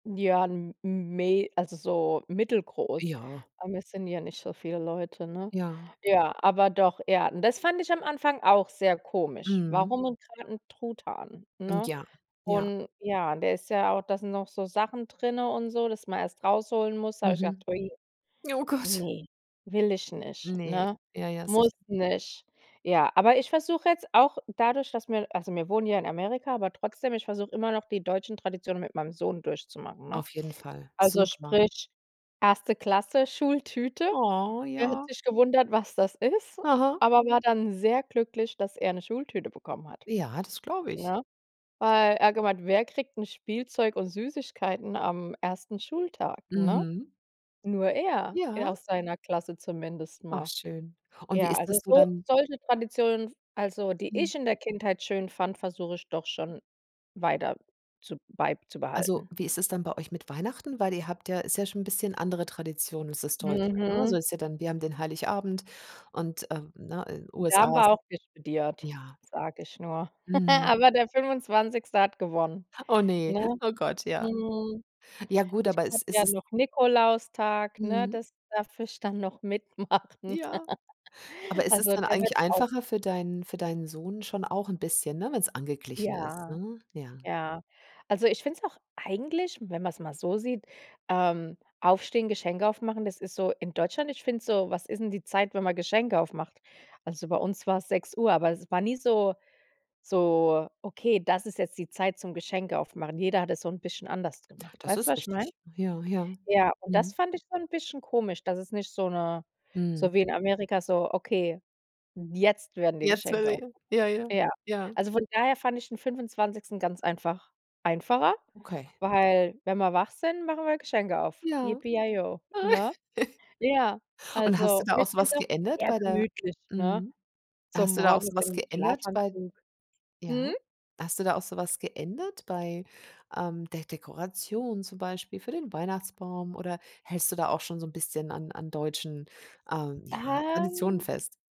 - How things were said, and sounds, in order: other background noise; drawn out: "Oh"; laugh; laughing while speaking: "mitmachen"; laugh; unintelligible speech; laugh; drawn out: "Ähm"
- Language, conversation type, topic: German, podcast, Wie feierst du Feste aus verschiedenen Traditionen zusammen?